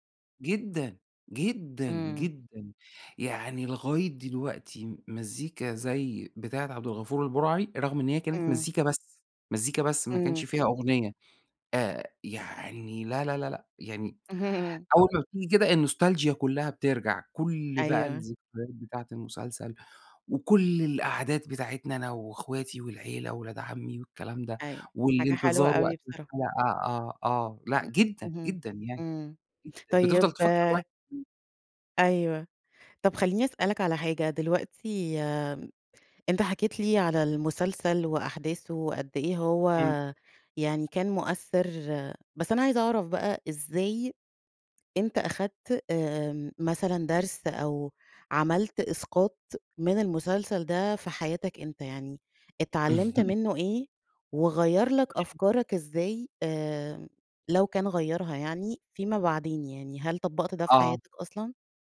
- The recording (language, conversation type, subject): Arabic, podcast, احكيلي عن مسلسل أثر فيك؟
- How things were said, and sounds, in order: laughing while speaking: "اهم"; chuckle; unintelligible speech